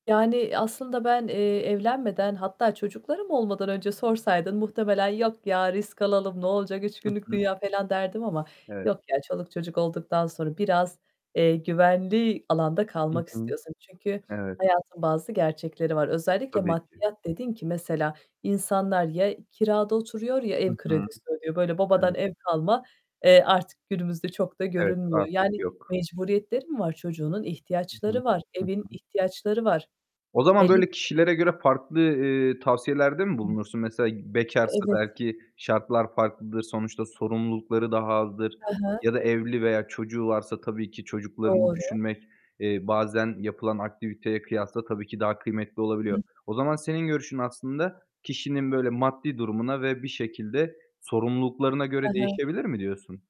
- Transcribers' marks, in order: static; tapping; distorted speech
- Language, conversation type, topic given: Turkish, podcast, Konfor alanından çıkmak için hangi ilk adımı atarsın?